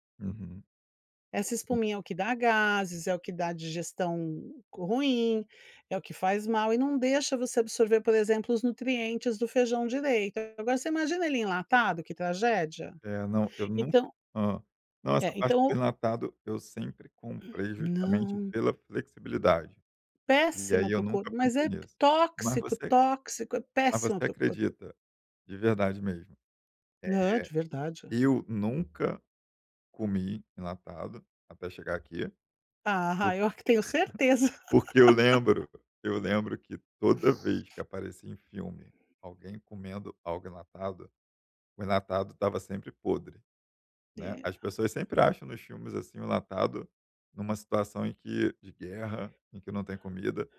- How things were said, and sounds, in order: other background noise; chuckle; laugh
- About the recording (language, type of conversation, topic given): Portuguese, advice, Como posso me organizar melhor para cozinhar refeições saudáveis tendo pouco tempo?